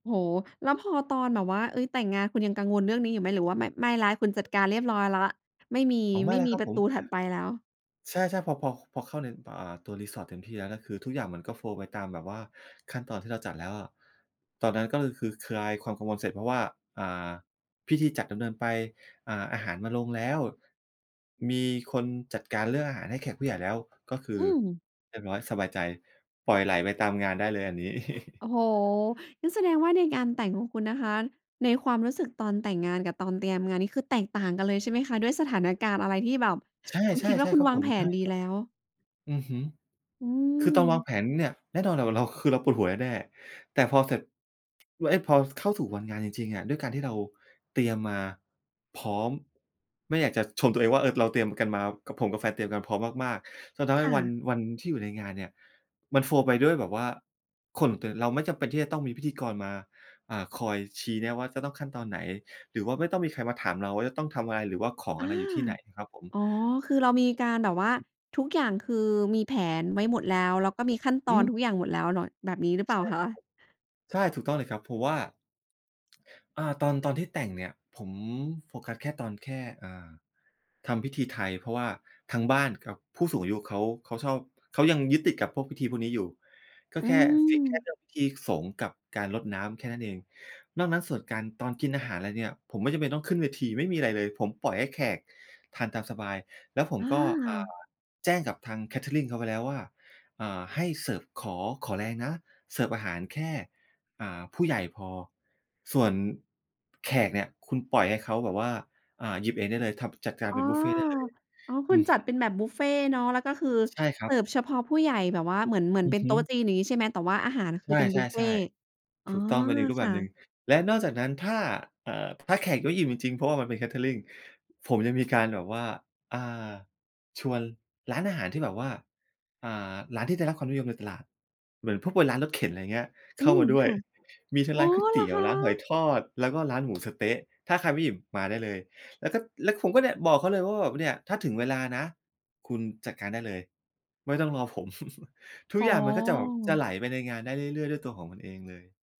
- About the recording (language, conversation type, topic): Thai, podcast, คุณรู้สึกอย่างไรในวันแต่งงานของคุณ?
- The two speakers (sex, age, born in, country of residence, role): female, 35-39, Thailand, Thailand, host; male, 45-49, Thailand, Thailand, guest
- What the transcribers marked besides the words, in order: tapping; in English: "pier"; in English: "โฟลว์"; other background noise; chuckle; in English: "โฟลว์"; in English: "strict"; in English: "เคเตอริง"; in English: "เคเตอริง"; surprised: "อ๋อ เหรอคะ ?"; chuckle